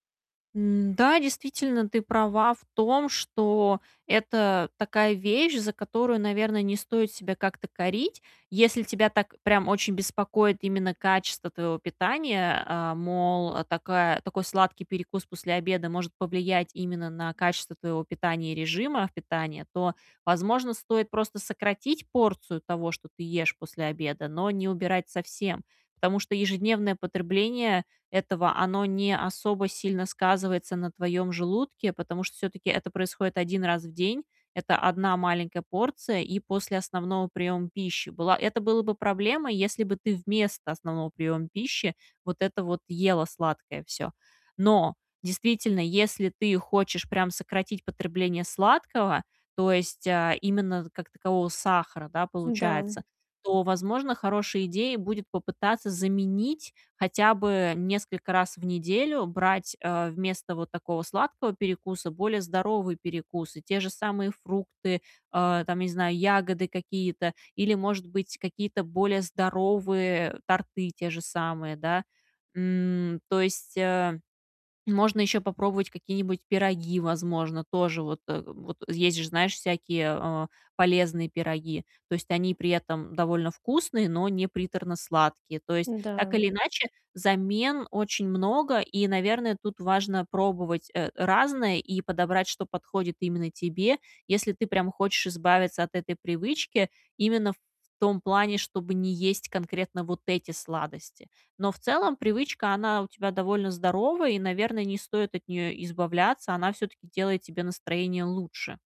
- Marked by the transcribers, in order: static; distorted speech
- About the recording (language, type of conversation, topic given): Russian, advice, Как отличить эмоциональный голод от физического?
- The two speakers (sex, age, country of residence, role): female, 30-34, South Korea, advisor; female, 35-39, Estonia, user